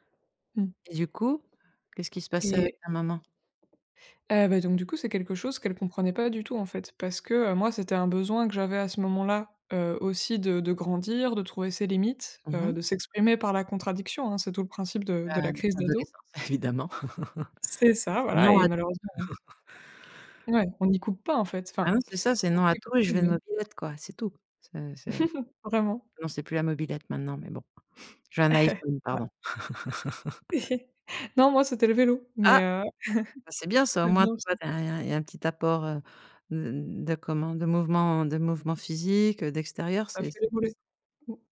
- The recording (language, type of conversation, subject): French, podcast, Comment exprimer ses besoins sans accuser l’autre ?
- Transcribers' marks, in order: other background noise; chuckle; chuckle; chuckle; chuckle; laugh; tapping; chuckle